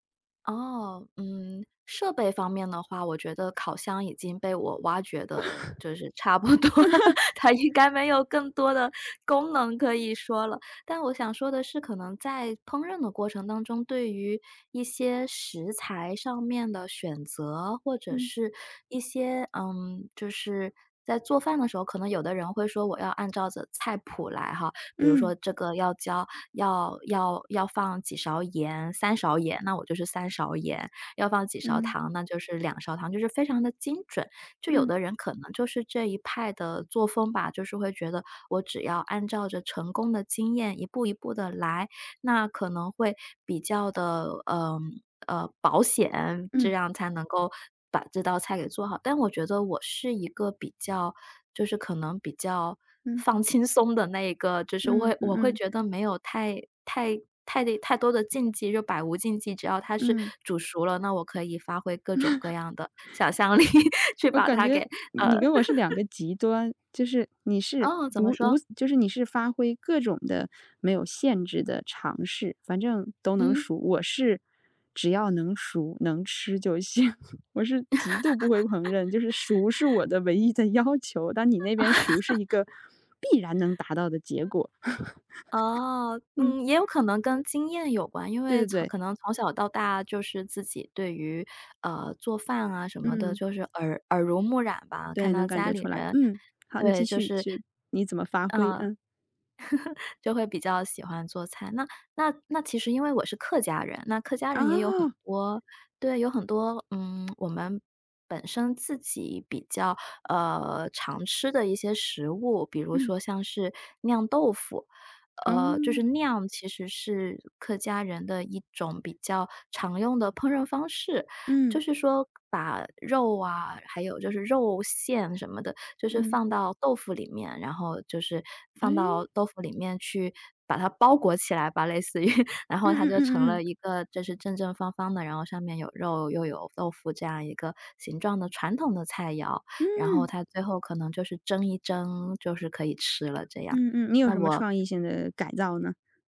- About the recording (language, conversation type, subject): Chinese, podcast, 你会把烹饪当成一种创作吗？
- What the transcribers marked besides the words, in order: joyful: "差不多了， 它应该没有更多的功能可以说了"; laughing while speaking: "差不多了"; "着" said as "ze"; laughing while speaking: "想象力"; laugh; laughing while speaking: "极度不会烹饪，就是熟是我的唯一的要求"; chuckle; chuckle; chuckle